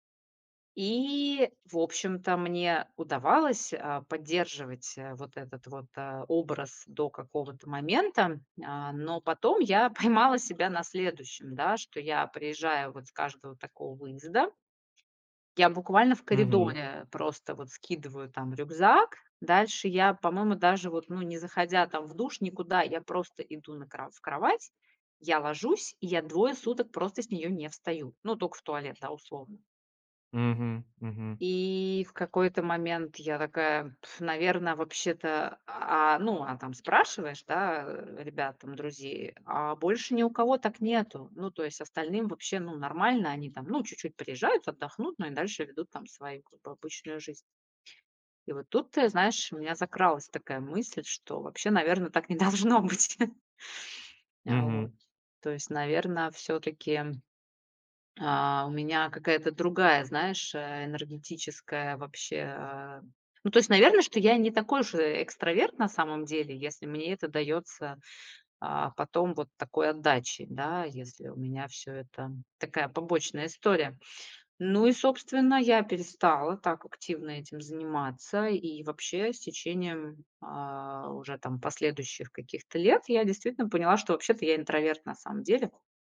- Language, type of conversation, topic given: Russian, podcast, Как вы перестали сравнивать себя с другими?
- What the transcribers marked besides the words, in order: laughing while speaking: "поймала"; blowing; laughing while speaking: "так не должно быть"